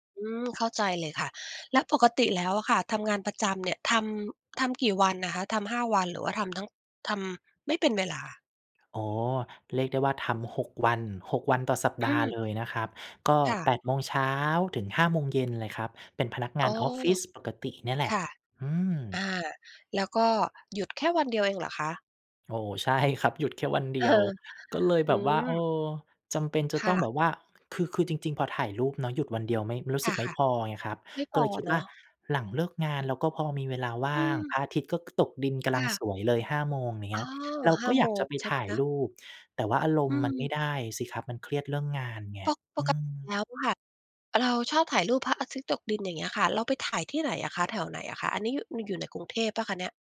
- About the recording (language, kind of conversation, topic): Thai, advice, จะสร้างนิสัยทำงานศิลป์อย่างสม่ำเสมอได้อย่างไรในเมื่อมีงานประจำรบกวน?
- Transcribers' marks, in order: laughing while speaking: "ใช่"; laughing while speaking: "เออ"